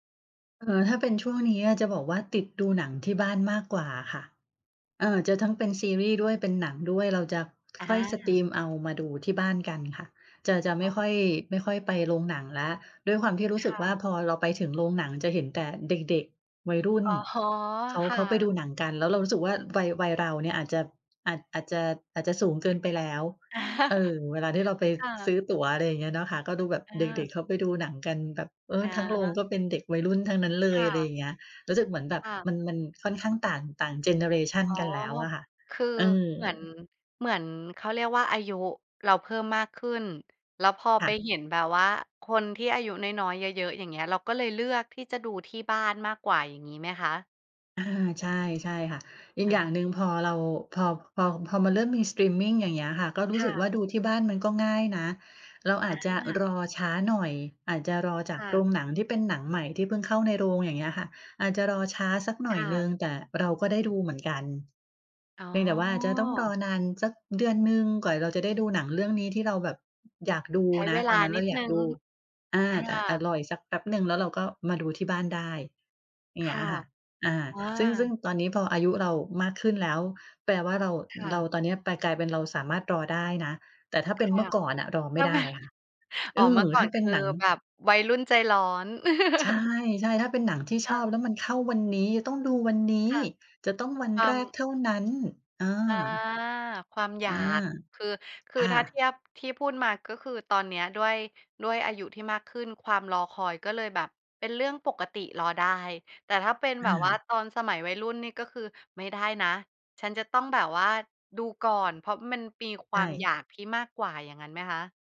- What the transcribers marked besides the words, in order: laughing while speaking: "อ๋อ"; chuckle; tapping; laughing while speaking: "ทำไม ?"; chuckle
- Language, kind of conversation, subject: Thai, podcast, การดูหนังในโรงกับดูที่บ้านต่างกันยังไงสำหรับคุณ?